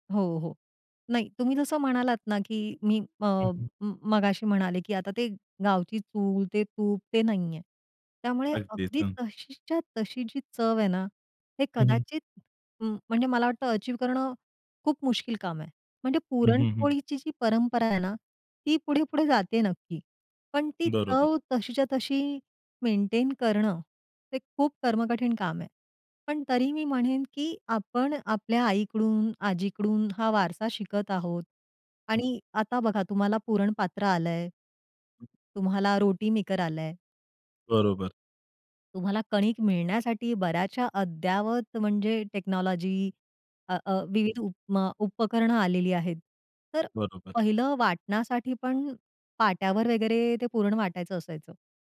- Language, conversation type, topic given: Marathi, podcast, तुमच्या घरच्या खास पारंपरिक जेवणाबद्दल तुम्हाला काय आठवतं?
- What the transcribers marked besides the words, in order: tapping; other background noise; in English: "टेक्नॉलॉजी"